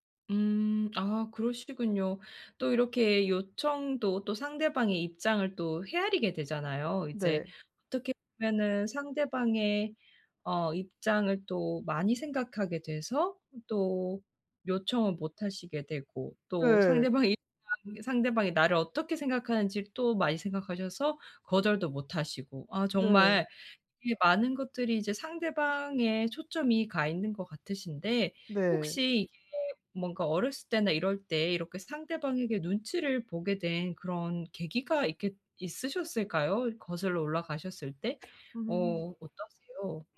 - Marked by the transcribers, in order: unintelligible speech
- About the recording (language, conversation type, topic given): Korean, advice, 감정 소진 없이 원치 않는 조언을 정중히 거절하려면 어떻게 말해야 할까요?